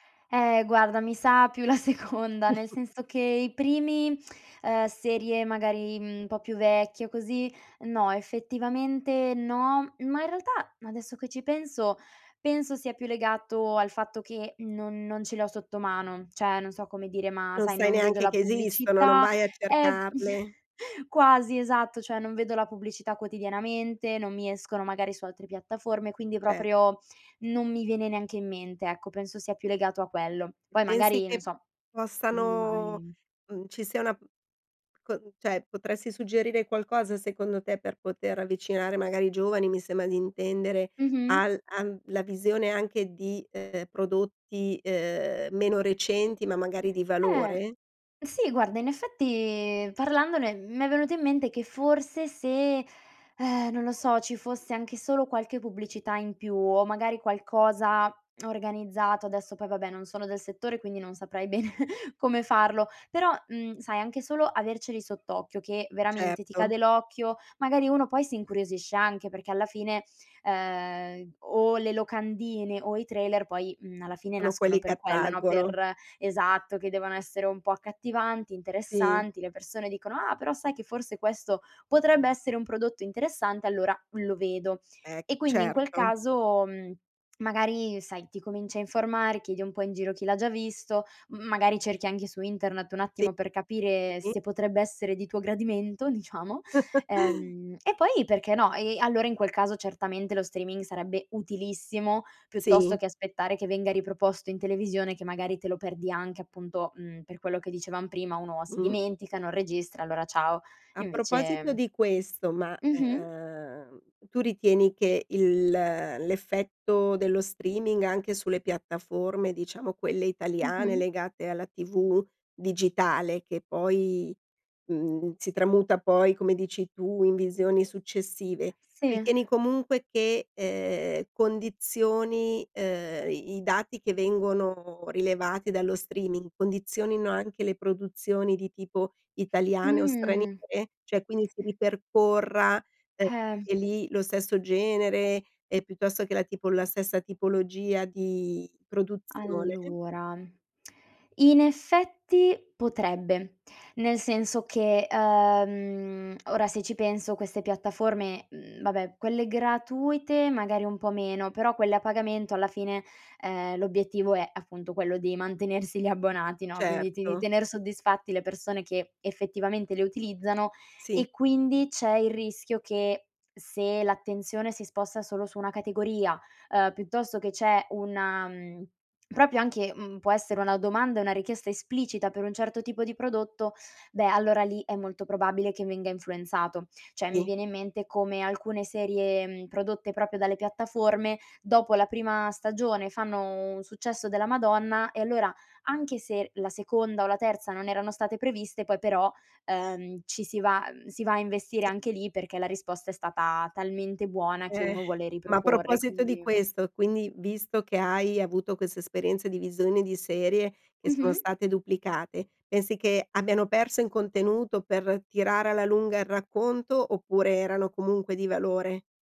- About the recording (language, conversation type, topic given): Italian, podcast, Che effetto ha lo streaming sul modo in cui consumiamo l’intrattenimento?
- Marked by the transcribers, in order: laughing while speaking: "seconda"; chuckle; chuckle; other background noise; tapping; exhale; lip smack; laughing while speaking: "bene"; laugh; lip smack; laughing while speaking: "mantenersi gli"; "proprio" said as "propio"; "proprio" said as "propio"; exhale